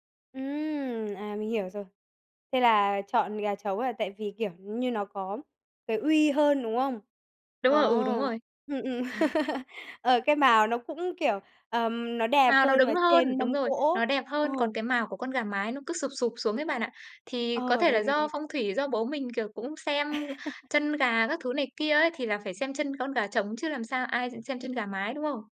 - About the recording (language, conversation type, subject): Vietnamese, podcast, Món nào thường có mặt trong mâm cỗ Tết của gia đình bạn và được xem là không thể thiếu?
- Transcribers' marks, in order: chuckle; laugh; laugh; tapping